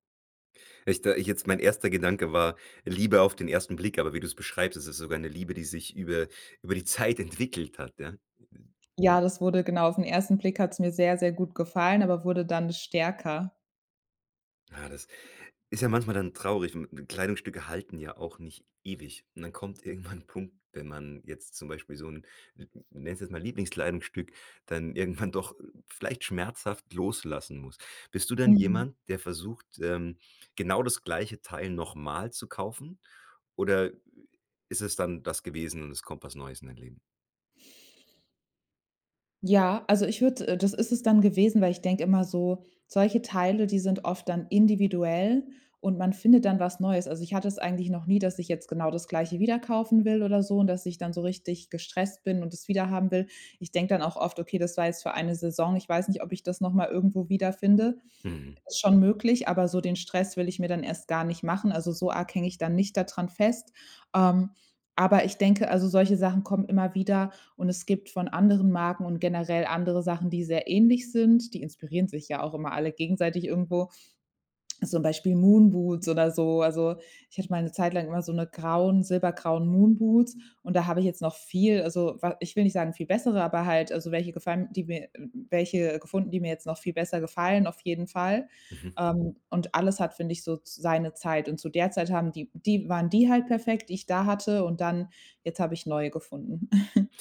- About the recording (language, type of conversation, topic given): German, podcast, Gibt es ein Kleidungsstück, das dich sofort selbstsicher macht?
- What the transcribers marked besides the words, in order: other background noise; laughing while speaking: "irgendwann"; snort